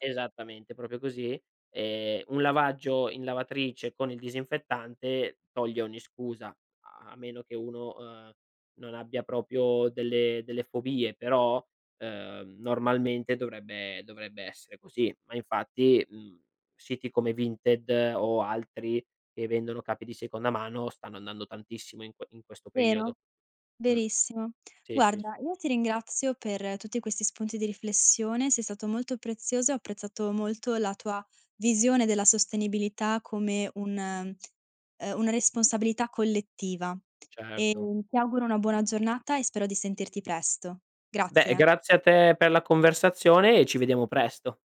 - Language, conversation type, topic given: Italian, podcast, In che modo la sostenibilità entra nelle tue scelte di stile?
- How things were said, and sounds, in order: "proprio" said as "propio"; "proprio" said as "propio"; lip smack; tapping; other background noise